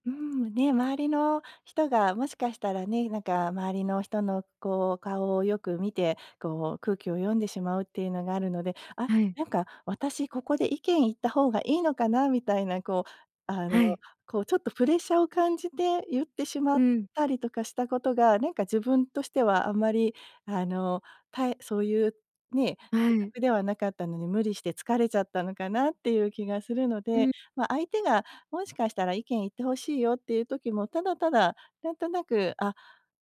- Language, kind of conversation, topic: Japanese, advice, 他人の評価を気にしすぎずに生きるにはどうすればいいですか？
- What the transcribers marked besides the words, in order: none